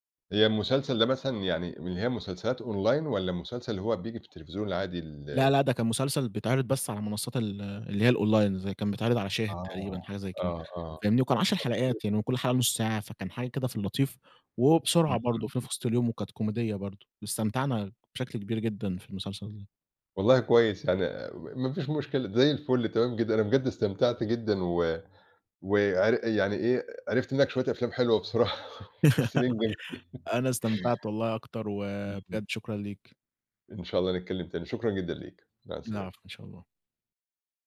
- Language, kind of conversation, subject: Arabic, podcast, إزاي بتختاروا فيلم للعيلة لما الأذواق بتبقى مختلفة؟
- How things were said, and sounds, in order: in English: "online"; in English: "الonline"; unintelligible speech; unintelligible speech; laugh; laughing while speaking: "بصراحة بس"; unintelligible speech